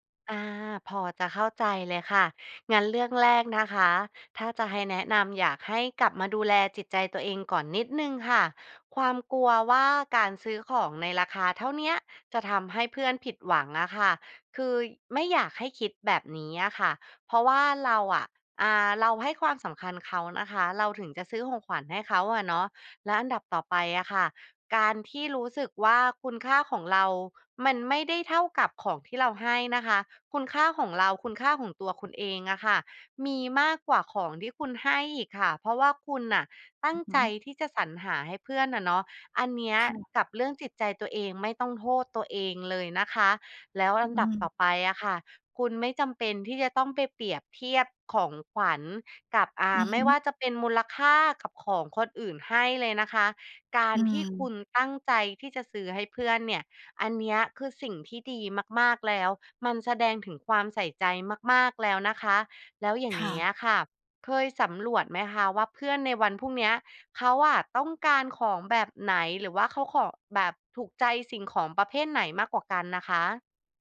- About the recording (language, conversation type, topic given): Thai, advice, ทำไมฉันถึงรู้สึกผิดเมื่อไม่ได้ซื้อของขวัญราคาแพงให้คนใกล้ชิด?
- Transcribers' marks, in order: "คือ" said as "คืย"